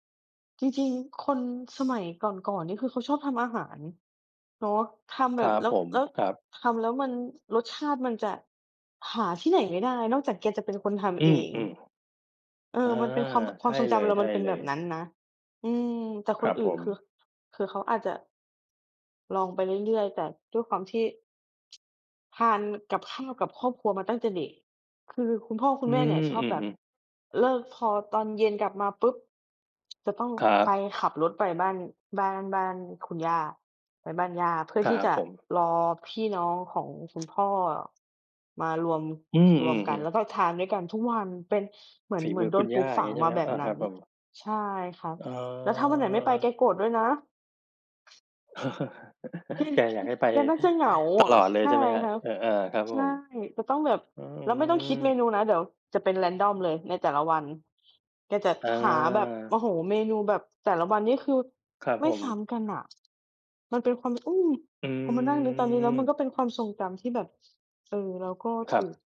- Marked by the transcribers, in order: other background noise; tapping; drawn out: "อ๋อ"; chuckle; in English: "Random"; drawn out: "อืม"
- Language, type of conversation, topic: Thai, unstructured, อาหารแบบไหนที่ทำให้คุณรู้สึกอบอุ่นใจ?